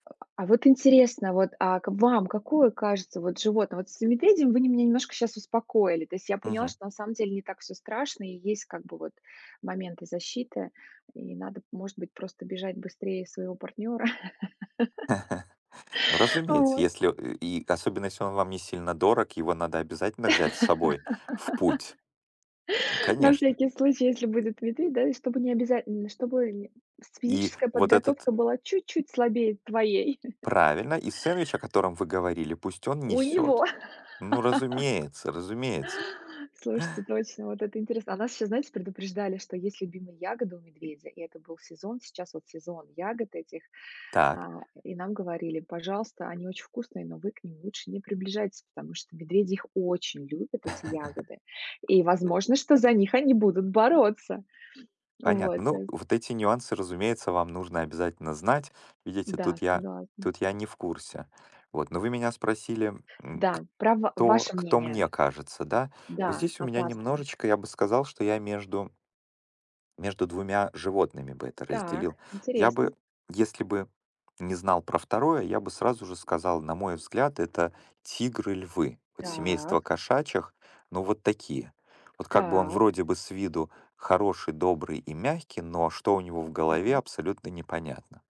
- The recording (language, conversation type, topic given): Russian, unstructured, Какие животные кажутся тебе самыми опасными и почему?
- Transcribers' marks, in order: other noise; tapping; chuckle; laugh; other background noise; laugh; chuckle; laugh; laugh